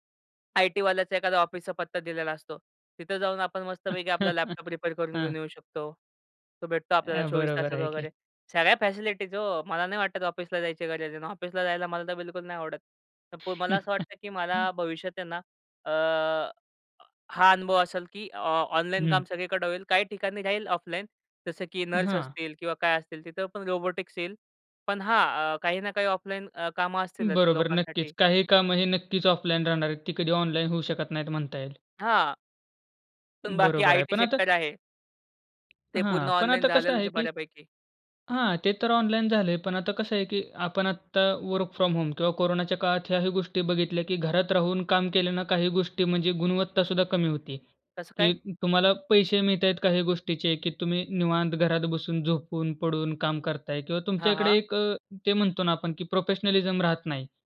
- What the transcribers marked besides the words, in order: other background noise; chuckle; in English: "फॅसिलिटीज"; chuckle; in English: "रोबोटिक्स"; tapping; in English: "वर्क फ्रॉम होम"; in English: "प्रोफेशनलिझम"
- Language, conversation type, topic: Marathi, podcast, भविष्यात कामाचा दिवस मुख्यतः ऑफिसमध्ये असेल की घरातून, तुमच्या अनुभवातून तुम्हाला काय वाटते?